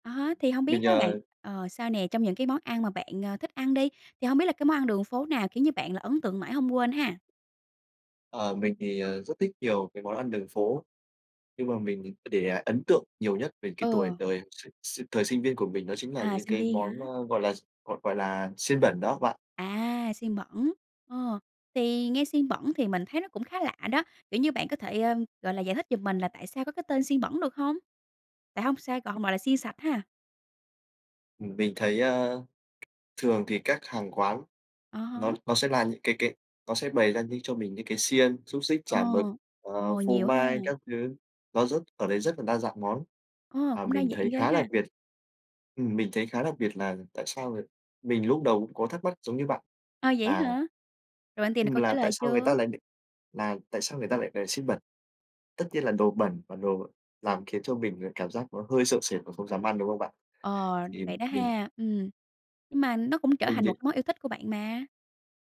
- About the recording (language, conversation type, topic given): Vietnamese, podcast, Bạn có thể kể về một món ăn đường phố mà bạn không thể quên không?
- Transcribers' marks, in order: other background noise; tapping